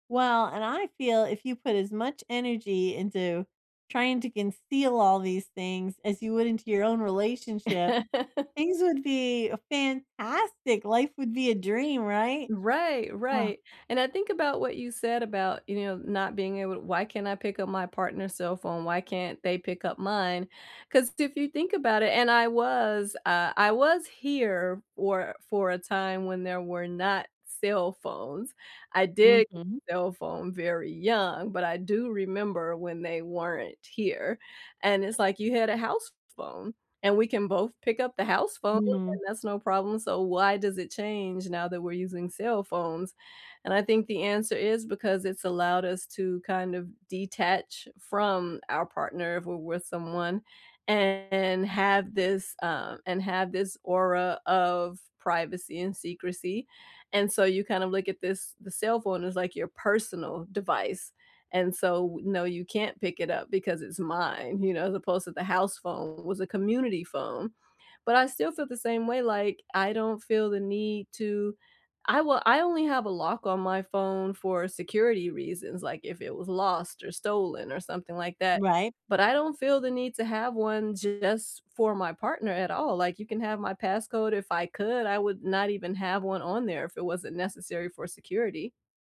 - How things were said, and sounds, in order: laugh
- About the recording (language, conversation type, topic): English, unstructured, How do you feel about keeping secrets from your partner?
- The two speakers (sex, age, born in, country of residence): female, 45-49, United States, United States; female, 50-54, United States, United States